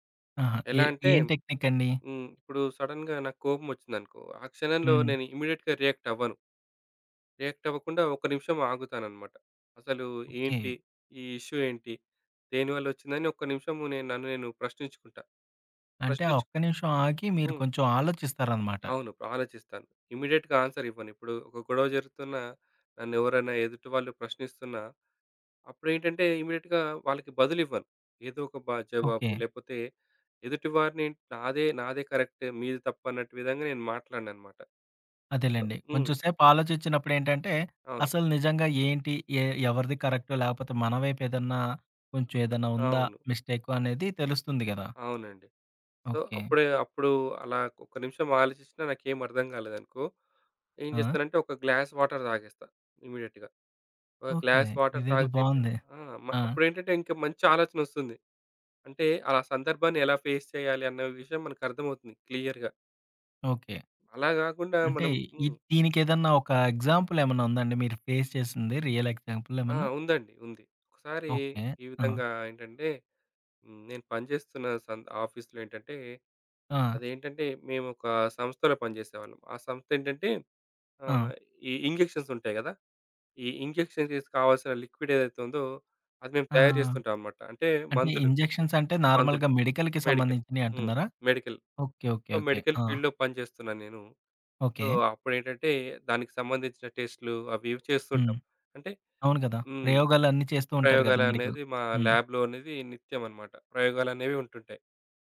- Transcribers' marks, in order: in English: "టెక్‌నిక్"; in English: "సడెన్‌గా"; in English: "ఇమ్మీడియేట్‌గా రియాక్ట్"; in English: "రియాక్ట్"; in English: "ఇష్యూ"; in English: "ఫస్ట్"; in English: "ఇమ్మీడియేట్‌గా ఆన్సర్"; in English: "ఇమ్మీడియేట్‌గా"; in English: "కరెక్ట్?"; in English: "మిస్‌టేక్"; in English: "సో"; tapping; in English: "గ్లాస్ వాటర్"; in English: "ఇమ్మీడియేట్‌గా"; in English: "గ్లాస్ వాటర్"; in English: "ఫేస్"; in English: "క్లియర్‌గా"; in English: "ఎగ్జాంపుల్"; in English: "ఫేస్"; in English: "రియల్ ఎగ్జాంపుల్"; in English: "ఆఫీస్‌లో"; other background noise; in English: "ఇంజెక్షన్స్"; in English: "ఇంజెక్షన్"; in English: "లిక్విడ్"; in English: "ఇంజెక్షన్స్"; in English: "నార్మల్‌గా మెడికల్‌కి"; in English: "మెడికల్"; in English: "మెడికల్. సో, మెడికల్ ఫీల్డ్‌లో"; in English: "సో"; in English: "లాబ్‌లో"; in English: "మెడికల్"
- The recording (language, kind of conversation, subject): Telugu, podcast, బలహీనతను బలంగా మార్చిన ఒక ఉదాహరణ చెప్పగలరా?